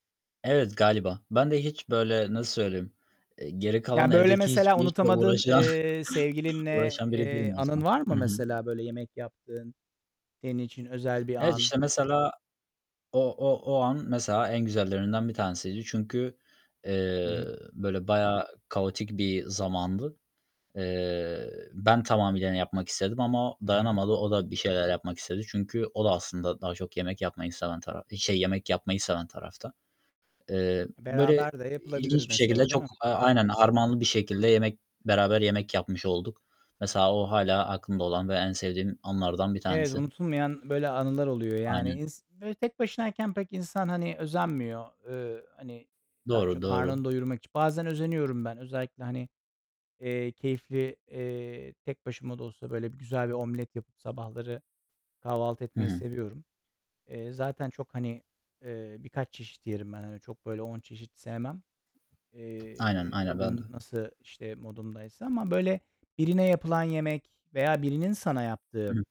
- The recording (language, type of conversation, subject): Turkish, unstructured, Unutamadığın bir yemek anın var mı?
- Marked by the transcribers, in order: static; distorted speech; laughing while speaking: "uğraşan"; chuckle; other background noise; tapping